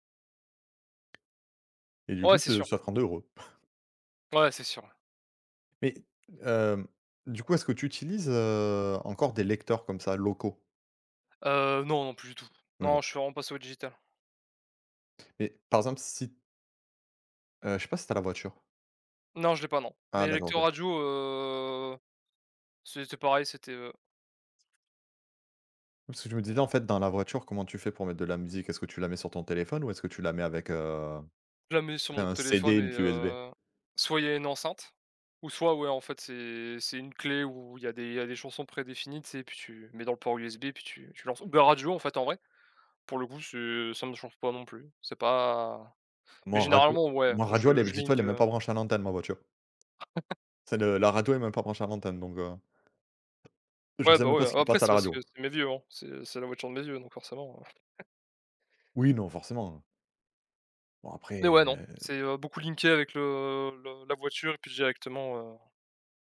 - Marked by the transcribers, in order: tapping; chuckle; drawn out: "heu"; other background noise; chuckle; chuckle
- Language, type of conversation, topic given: French, unstructured, Comment la musique influence-t-elle ton humeur au quotidien ?
- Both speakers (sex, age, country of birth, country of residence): male, 20-24, France, France; male, 35-39, France, France